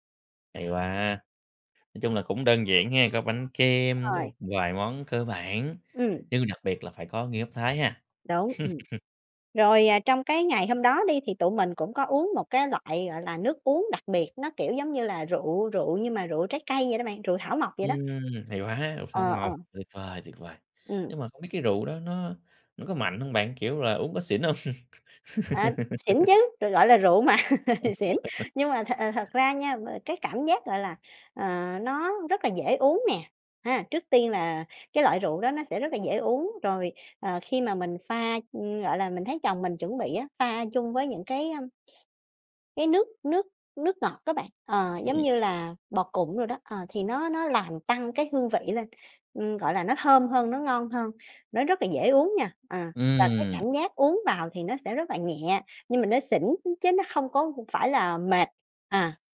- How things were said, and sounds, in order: background speech; chuckle; tapping; other background noise; laughing while speaking: "hông?"; laugh; laughing while speaking: "mà"; chuckle; laugh
- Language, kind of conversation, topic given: Vietnamese, podcast, Bạn có thói quen nào trong bếp giúp bạn thấy bình yên?